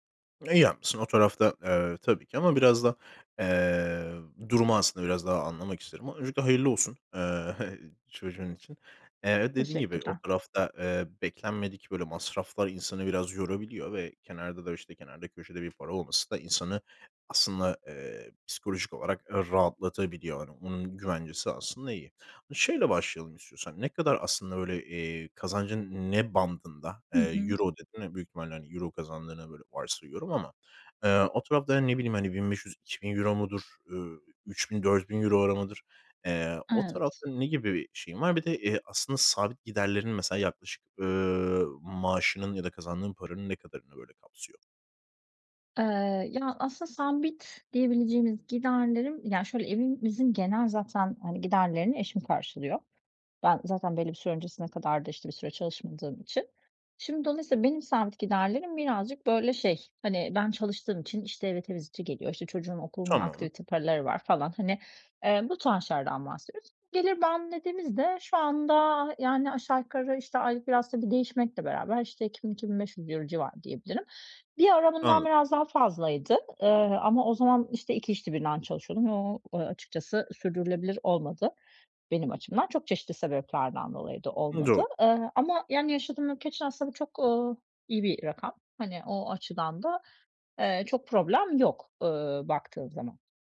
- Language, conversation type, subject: Turkish, advice, Beklenmedik masraflara nasıl daha iyi hazırlanabilirim?
- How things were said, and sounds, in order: giggle; tapping; other background noise